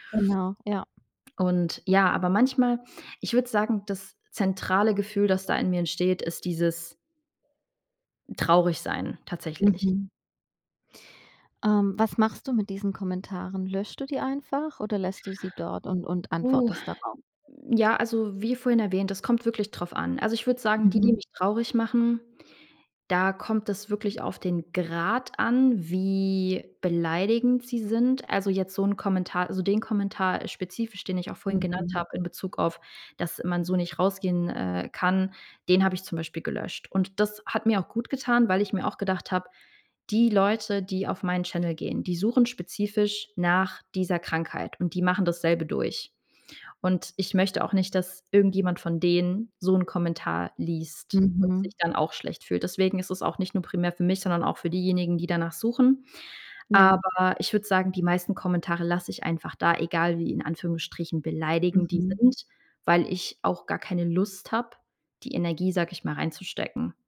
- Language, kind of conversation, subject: German, advice, Wie kann ich damit umgehen, dass mich negative Kommentare in sozialen Medien verletzen und wütend machen?
- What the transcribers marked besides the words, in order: drawn out: "wie"